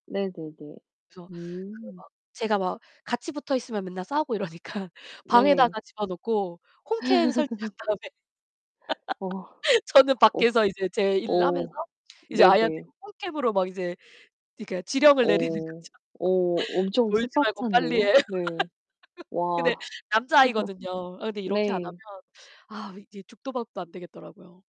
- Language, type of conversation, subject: Korean, unstructured, 요즘 하루 일과를 어떻게 잘 보내고 계세요?
- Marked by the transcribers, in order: distorted speech; laughing while speaking: "이러니까"; laugh; other background noise; laugh; laugh; laugh